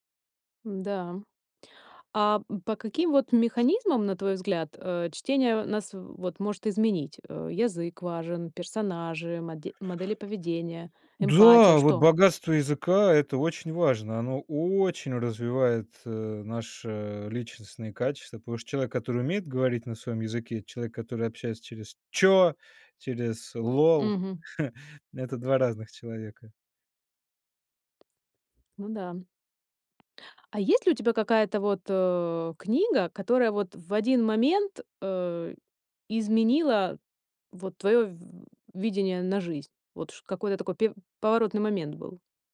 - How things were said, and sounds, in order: other background noise; stressed: "очень"; chuckle; tapping
- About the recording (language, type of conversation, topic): Russian, podcast, Как книги влияют на наше восприятие жизни?